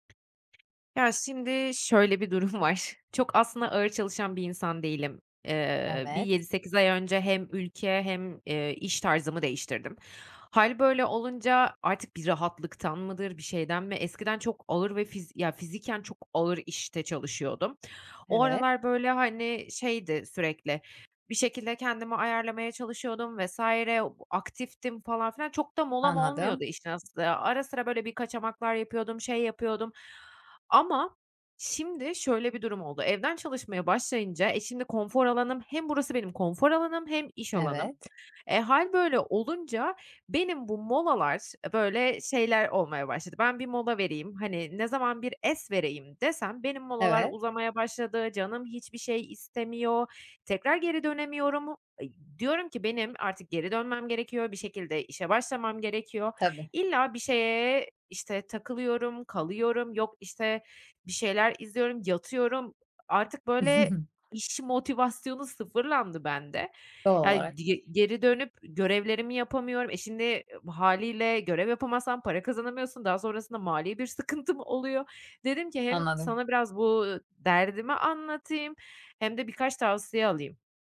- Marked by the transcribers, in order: tapping; laughing while speaking: "var"; chuckle; other background noise
- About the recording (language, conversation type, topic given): Turkish, advice, Molalar sırasında zihinsel olarak daha iyi nasıl yenilenebilirim?
- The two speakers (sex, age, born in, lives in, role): female, 30-34, Turkey, Netherlands, user; female, 30-34, Turkey, Spain, advisor